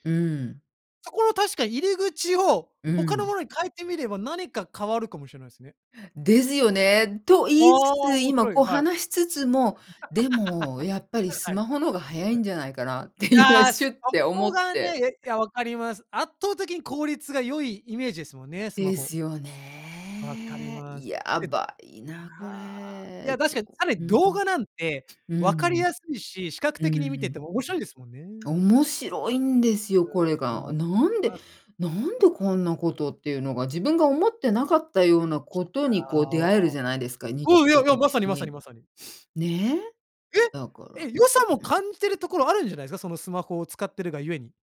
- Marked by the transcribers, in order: laugh; other background noise; sniff
- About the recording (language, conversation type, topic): Japanese, podcast, スマホと上手に付き合うために、普段どんな工夫をしていますか？